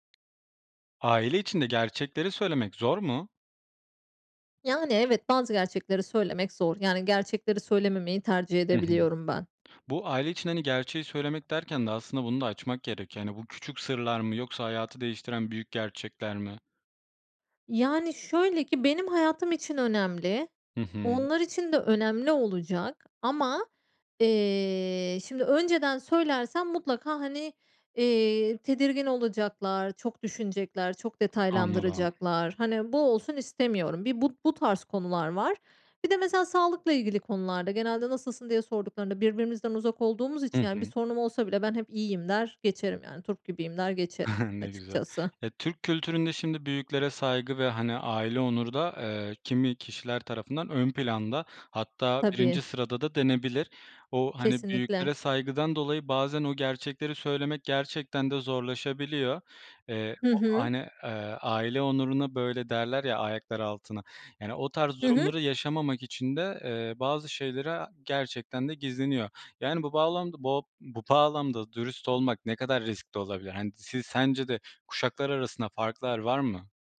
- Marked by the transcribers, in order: chuckle
- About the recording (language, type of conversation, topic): Turkish, podcast, Aile içinde gerçekleri söylemek zor mu?